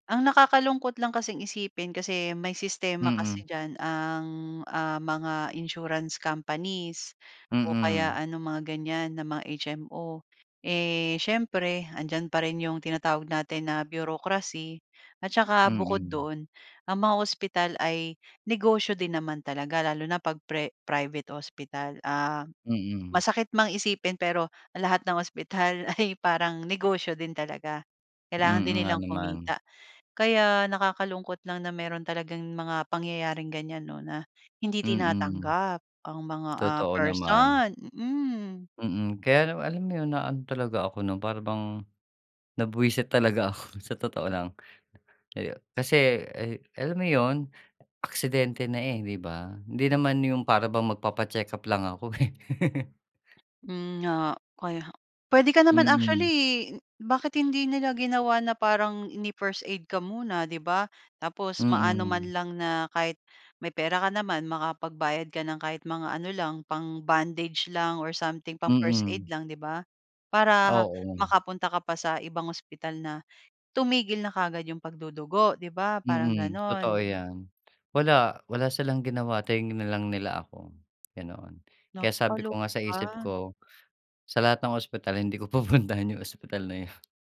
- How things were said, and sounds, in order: in English: "insurance companies"; in English: "bureaucracy"; laughing while speaking: "ay"; laughing while speaking: "ako"; laughing while speaking: "eh"; laugh; laughing while speaking: "pupuntahan 'yong ospital na 'yon"
- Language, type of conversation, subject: Filipino, podcast, May karanasan ka na bang natulungan ka ng isang hindi mo kilala habang naglalakbay, at ano ang nangyari?